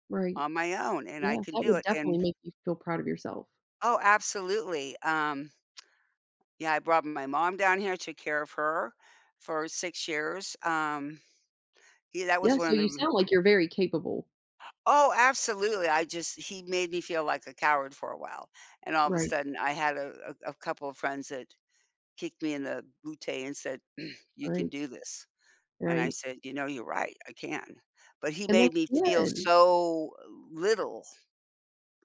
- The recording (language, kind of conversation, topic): English, unstructured, What experiences or qualities shape your sense of self-worth?
- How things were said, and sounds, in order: other background noise; tapping; "booty" said as "bootay"; throat clearing; drawn out: "so"